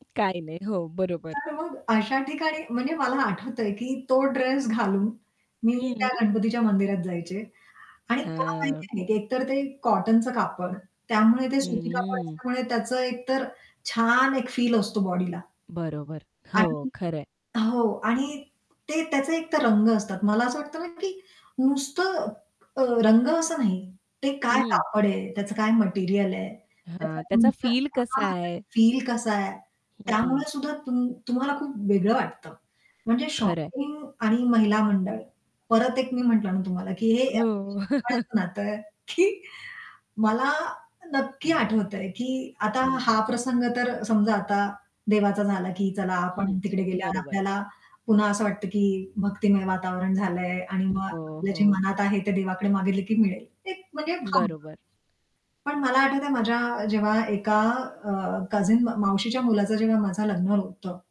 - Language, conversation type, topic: Marathi, podcast, कपड्यांमुळे तुमचा मूड बदलतो का?
- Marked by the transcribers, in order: static; distorted speech; tapping; other background noise; unintelligible speech; chuckle; laughing while speaking: "की"; other noise